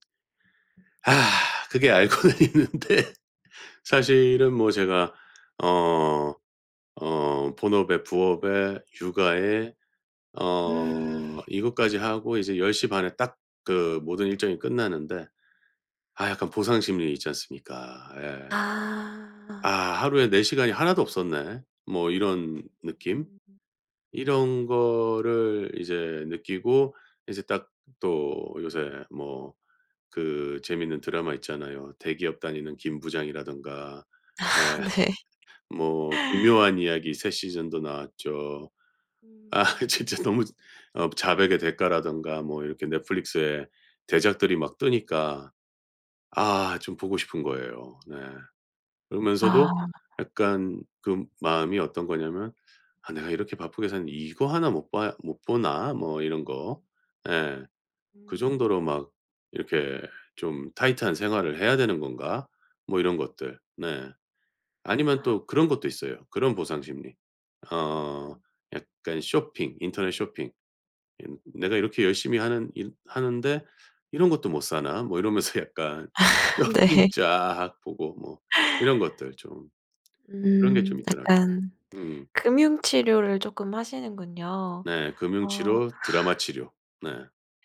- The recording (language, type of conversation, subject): Korean, advice, 규칙적인 수면 습관을 지키지 못해서 낮에 계속 피곤한데 어떻게 하면 좋을까요?
- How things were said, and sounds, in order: tapping; sigh; laughing while speaking: "알고는 있는데"; laugh; laugh; laughing while speaking: "아 네"